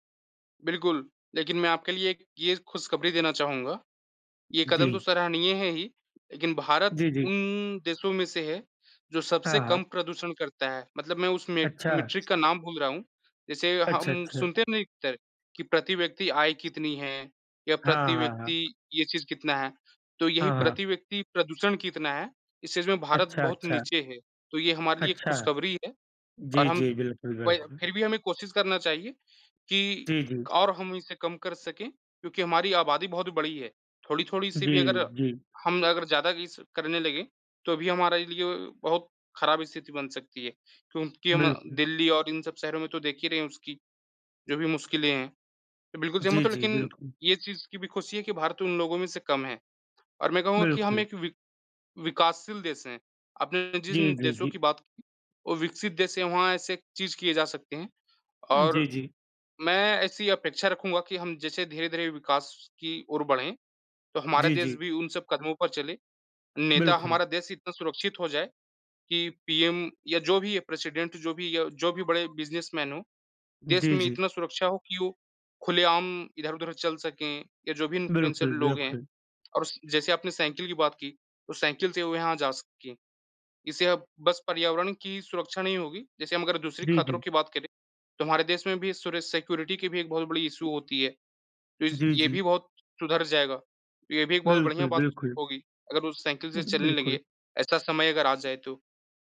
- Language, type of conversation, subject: Hindi, unstructured, क्या पर्यावरण संकट मानवता के लिए सबसे बड़ा खतरा है?
- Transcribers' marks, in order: other background noise; tapping; in English: "प्रेसिडेंट"; in English: "इनफ्लुएंसर"; in English: "सिक्योरिटी"; in English: "इश्यू"